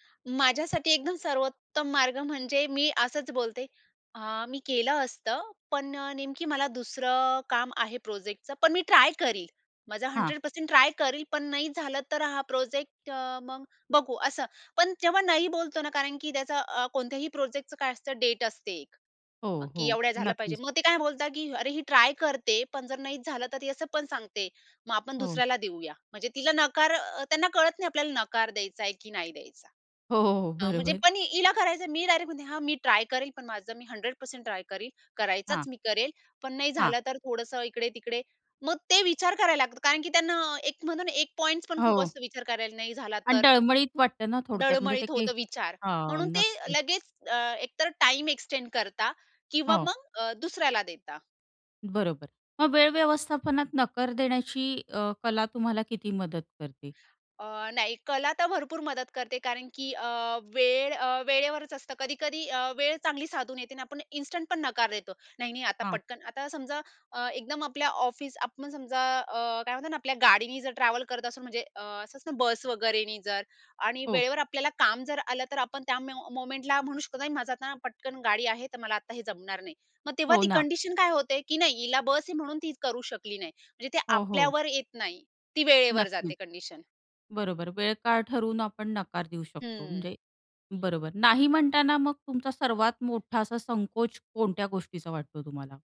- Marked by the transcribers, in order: tapping; laughing while speaking: "हो, हो"; in English: "एक्सटेंड"; other background noise; in English: "इन्स्टंट"; in English: "मोमेंटला"
- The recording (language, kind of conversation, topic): Marathi, podcast, वेळ नसेल तर तुम्ही नकार कसा देता?